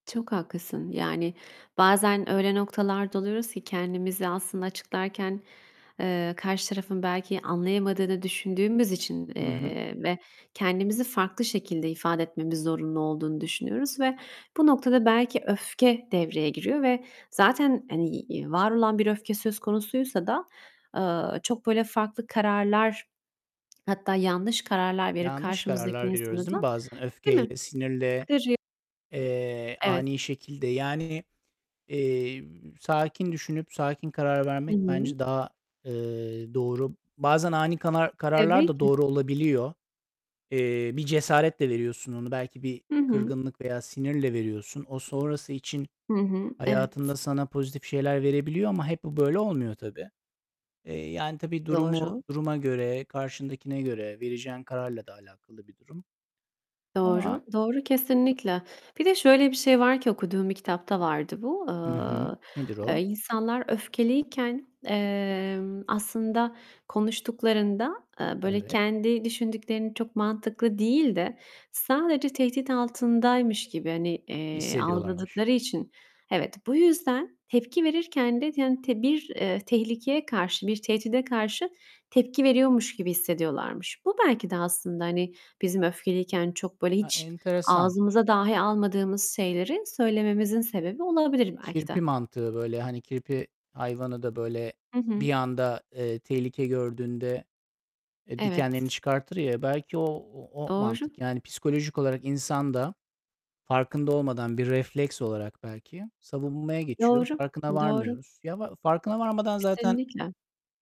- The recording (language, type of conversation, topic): Turkish, unstructured, Kızgınlıkla verilen kararların sonuçları ne olur?
- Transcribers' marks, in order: distorted speech; other noise; other background noise; unintelligible speech; unintelligible speech